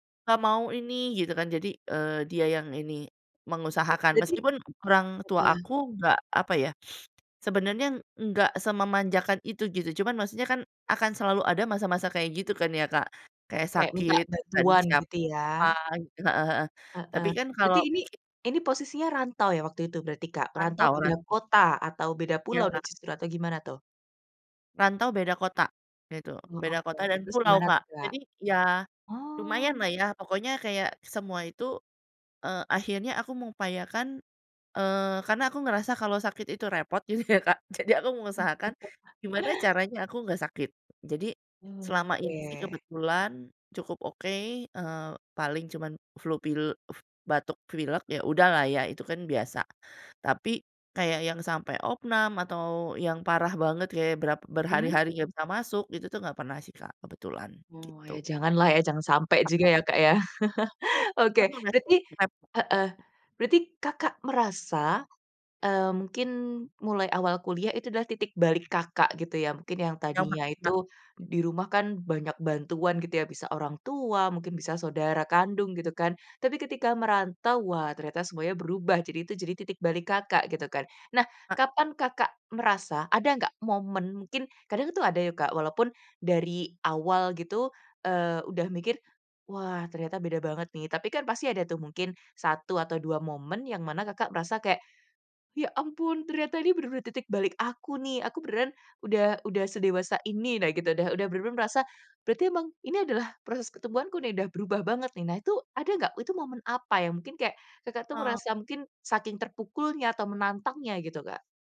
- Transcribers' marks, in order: sniff; laughing while speaking: "gitu ya, Kak, jadi"; chuckle; chuckle; unintelligible speech; tapping
- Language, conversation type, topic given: Indonesian, podcast, Kapan kamu merasa paling bertumbuh setelah mengalami perubahan besar?